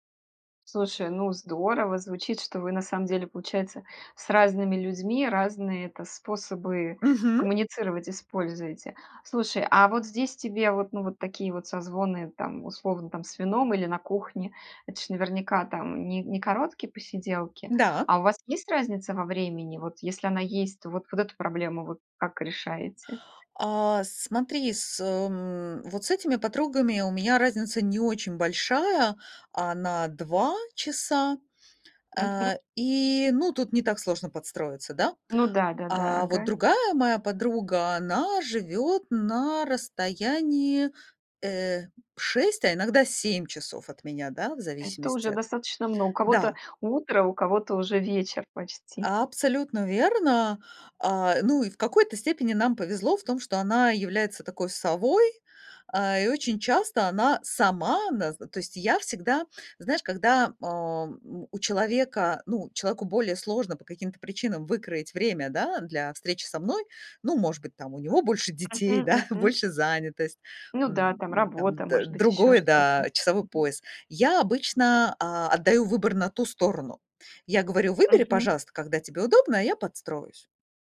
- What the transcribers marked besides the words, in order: tapping; joyful: "Мгм"; stressed: "сама"; laughing while speaking: "больше детей, да"
- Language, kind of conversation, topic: Russian, podcast, Как ты поддерживаешь старые дружеские отношения на расстоянии?